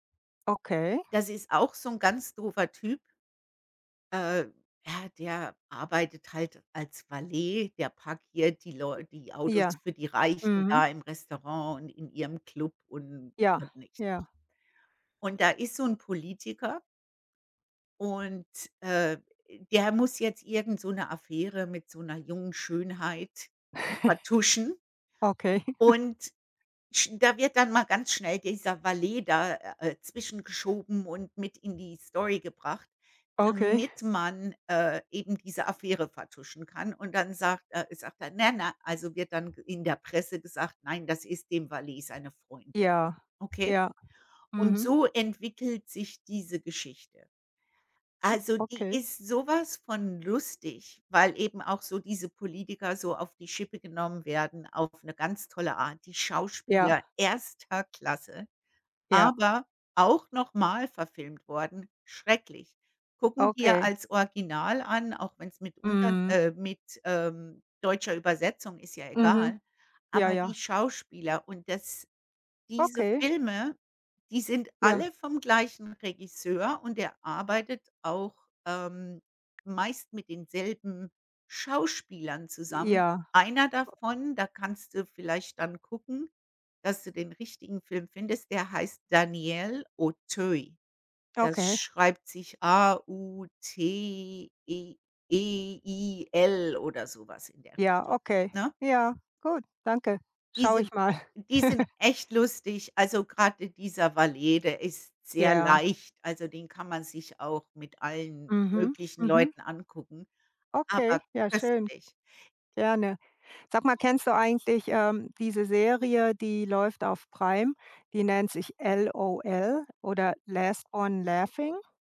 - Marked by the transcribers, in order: unintelligible speech; chuckle; chuckle; other background noise
- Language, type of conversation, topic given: German, unstructured, Welcher Film hat dich zuletzt richtig zum Lachen gebracht?